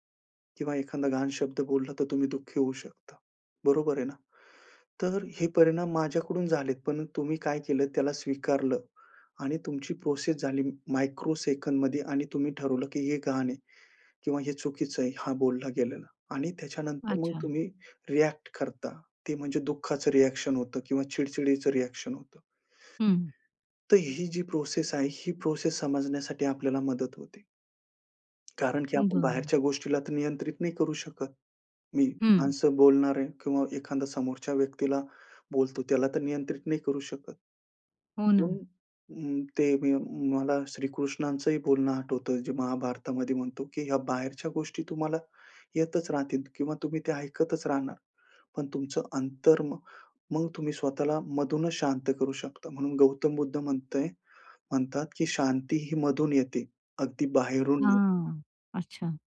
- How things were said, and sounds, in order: in English: "रिॲक्शन"; in English: "रिॲक्शन"; tapping
- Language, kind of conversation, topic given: Marathi, podcast, निसर्गात ध्यान कसे सुरू कराल?